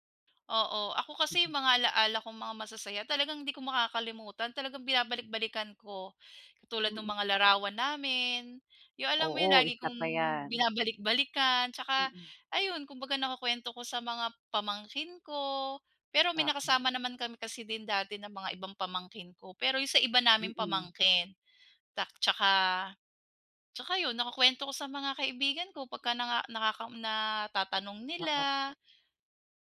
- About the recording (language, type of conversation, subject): Filipino, unstructured, Ano ang pinakamasayang karanasan mo kasama ang iyong mga magulang?
- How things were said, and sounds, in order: none